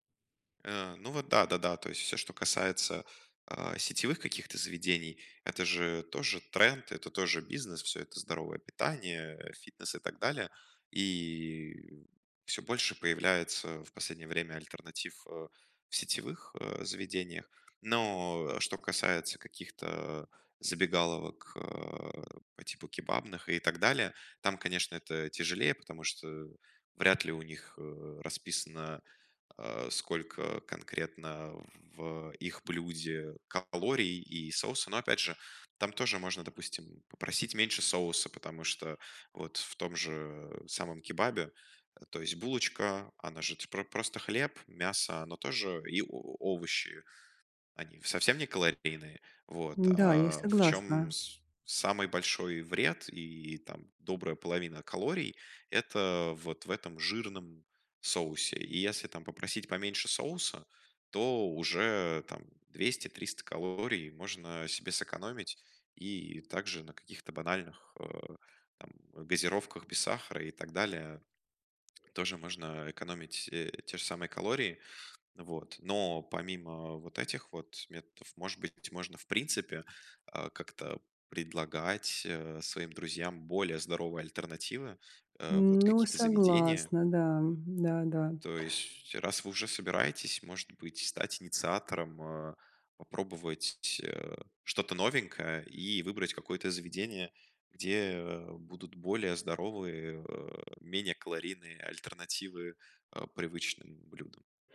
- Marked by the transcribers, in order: none
- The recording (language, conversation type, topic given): Russian, advice, Как мне сократить употребление переработанных продуктов и выработать полезные пищевые привычки для здоровья?